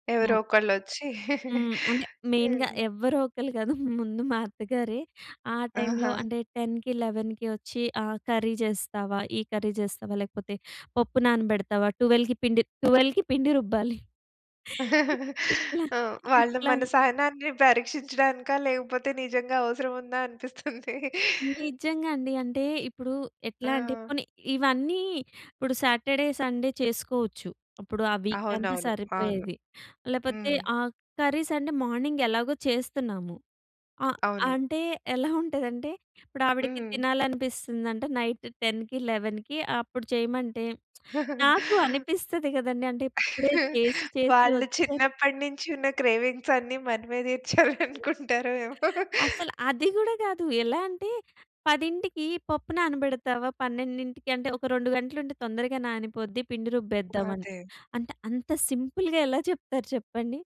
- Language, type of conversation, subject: Telugu, podcast, మీరు వ్యక్తిగత సరిహద్దులను ఎలా నిర్ణయించుకుని అమలు చేస్తారు?
- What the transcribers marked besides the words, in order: giggle; in English: "మెయిన్‌గా"; laughing while speaking: "ముందు మా అత్తగారే"; in English: "టెన్‌కి లెవెన్‌కి"; in English: "ట్వెల్వ్‌కి"; in English: "ట్వెల్వ్‌కి"; giggle; laugh; other background noise; giggle; in English: "సాటర్డే, సండే"; in English: "వీక్"; in English: "కర్రీస్"; in English: "మార్నింగ్"; in English: "నైట్ టెన్‌కి లెవెన్‌కి"; giggle; lip smack; giggle; in English: "క్రేవింగ్స్"; laughing while speaking: "తీర్చాలనుకుంటారో ఏమో!"; giggle; in English: "సింపుల్‌గా"